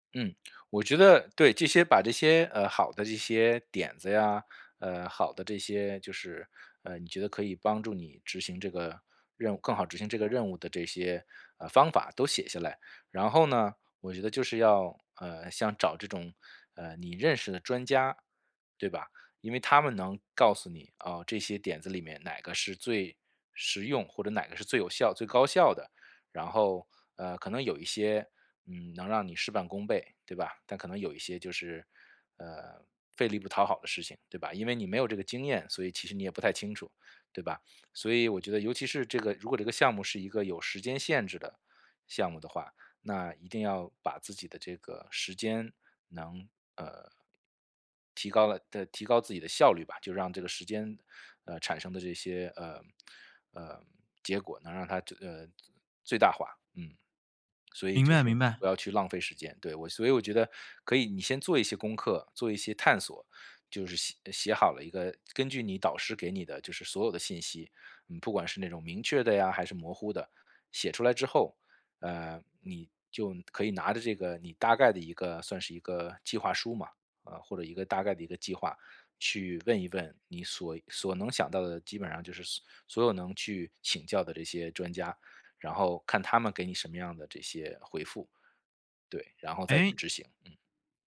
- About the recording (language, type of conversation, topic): Chinese, advice, 在资金有限的情况下，我该如何确定资源分配的优先级？
- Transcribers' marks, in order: none